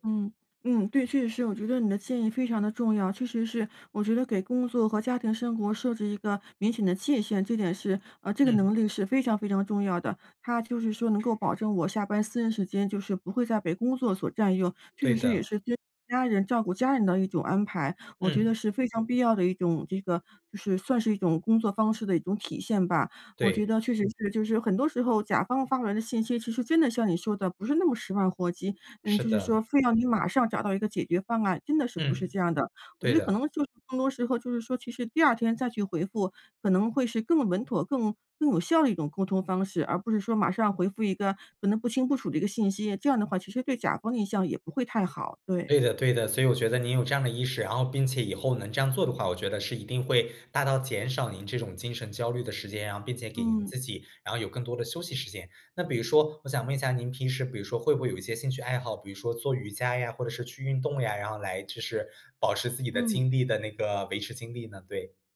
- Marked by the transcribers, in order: none
- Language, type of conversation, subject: Chinese, advice, 我该如何安排工作与生活的时间，才能每天更平衡、压力更小？